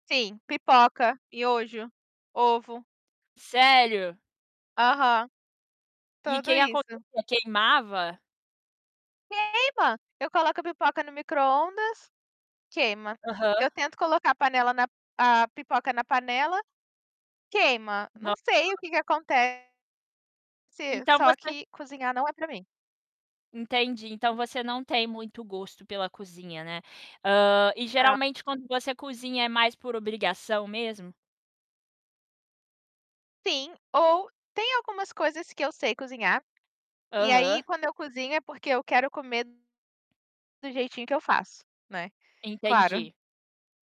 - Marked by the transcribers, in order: distorted speech; tapping; other background noise; static
- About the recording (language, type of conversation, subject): Portuguese, podcast, Que história engraçada aconteceu com você enquanto estava cozinhando?